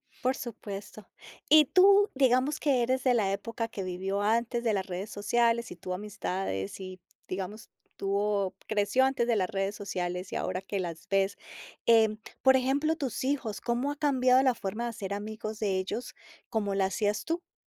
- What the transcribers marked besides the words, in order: none
- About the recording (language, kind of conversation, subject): Spanish, podcast, ¿Cómo construyes amistades duraderas en la vida adulta?